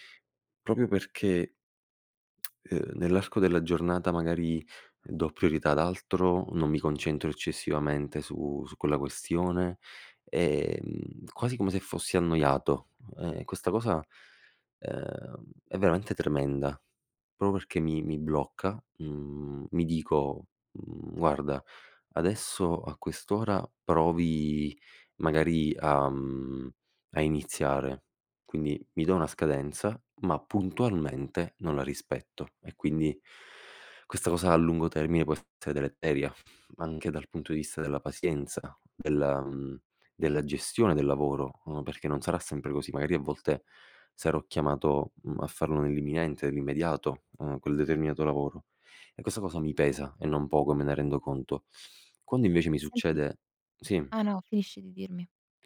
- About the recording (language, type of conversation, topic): Italian, advice, Come posso smettere di procrastinare su un progetto importante fino all'ultimo momento?
- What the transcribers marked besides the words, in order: "Proprio" said as "propio"; tsk; "Proprio" said as "propio"; "pazienza" said as "pasienza"